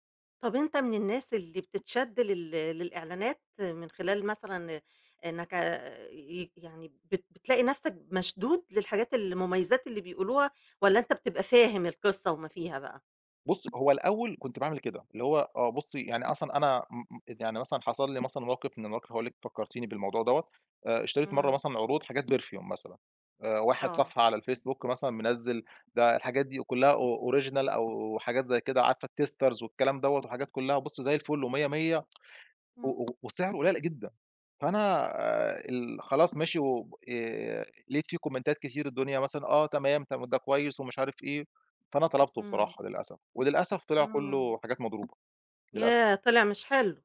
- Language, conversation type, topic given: Arabic, podcast, بتحب تشتري أونلاين ولا تفضل تروح المحل، وليه؟
- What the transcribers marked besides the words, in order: tapping; other background noise; in English: "perfume"; in English: "original"; in English: "الtesters"